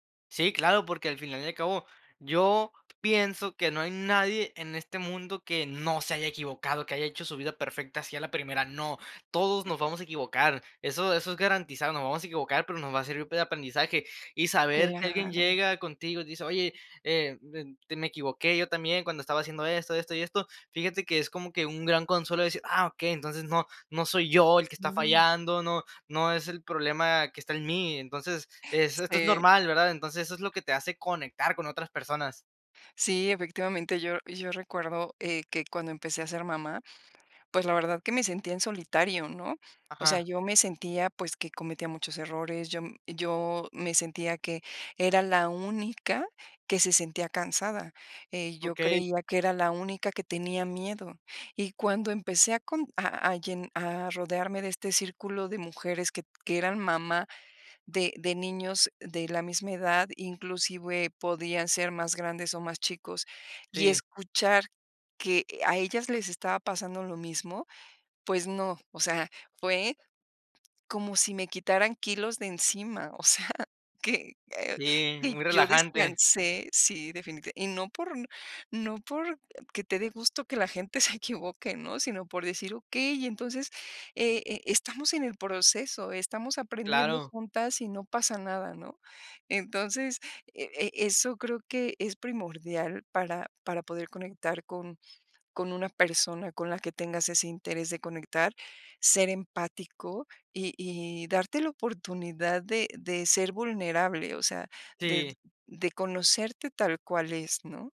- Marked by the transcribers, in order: other background noise
- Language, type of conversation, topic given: Spanish, podcast, ¿Qué tipo de historias te ayudan a conectar con la gente?